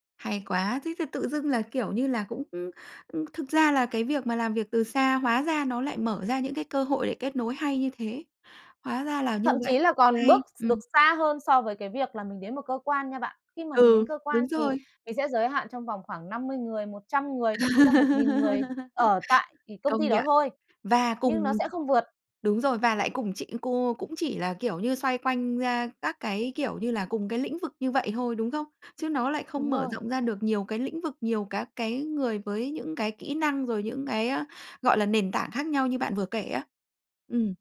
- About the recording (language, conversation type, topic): Vietnamese, podcast, Làm việc từ xa có còn là xu hướng lâu dài không?
- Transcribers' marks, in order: tapping; laugh; other background noise